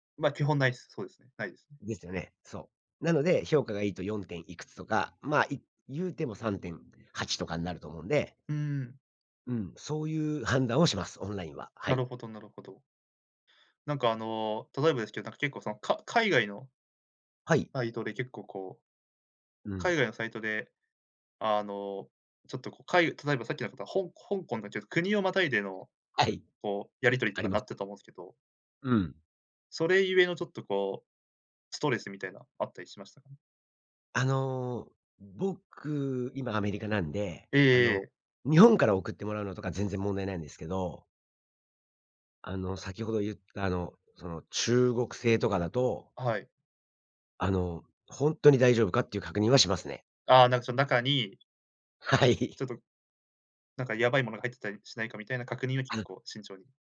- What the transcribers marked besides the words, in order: other background noise; laughing while speaking: "はい"
- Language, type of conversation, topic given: Japanese, podcast, オンラインでの買い物で失敗したことはありますか？